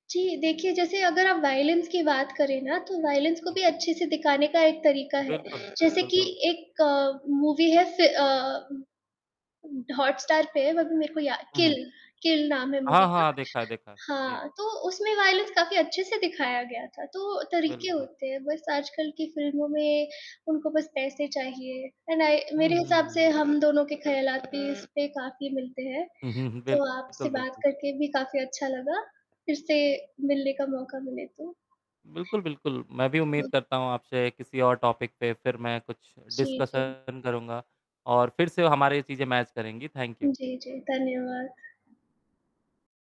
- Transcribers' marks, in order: static; in English: "वायलेंस"; in English: "वायलेंस"; distorted speech; in English: "मूवी"; tapping; in English: "मूवी"; in English: "वायलेंस"; in English: "एंड आई"; other background noise; in English: "टॉपिक"; in English: "डिस्कशन"; in English: "मैच"
- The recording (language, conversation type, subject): Hindi, unstructured, क्या आपको लगता है कि फिल्में सिर्फ पैसा कमाने के लिए ही बनाई जाती हैं?